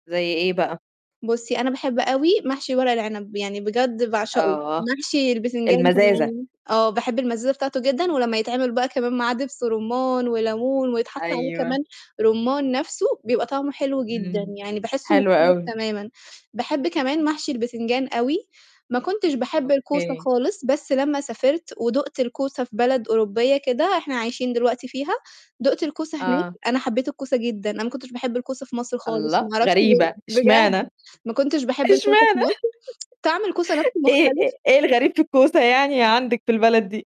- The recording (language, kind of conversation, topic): Arabic, podcast, إيه الأكلة اللي بتحس إنها جزء من هويتك؟
- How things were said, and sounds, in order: distorted speech; laughing while speaking: "اشمعنى؟"; chuckle; tsk